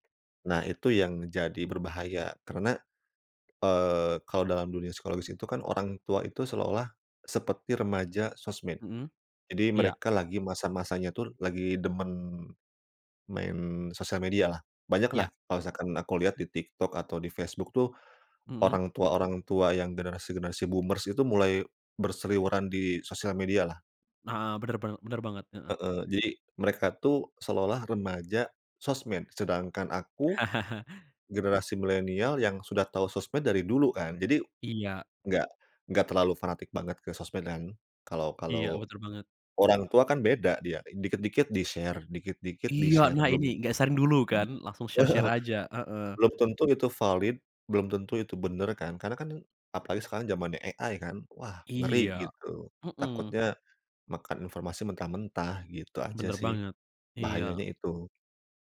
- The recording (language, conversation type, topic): Indonesian, podcast, Bagaimana menurutmu pengaruh media sosial terhadap hubungan sehari-hari?
- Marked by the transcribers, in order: tapping; in English: "boomers"; chuckle; in English: "di-share"; in English: "di-share"; other background noise; chuckle; in English: "share-share"; in English: "AI"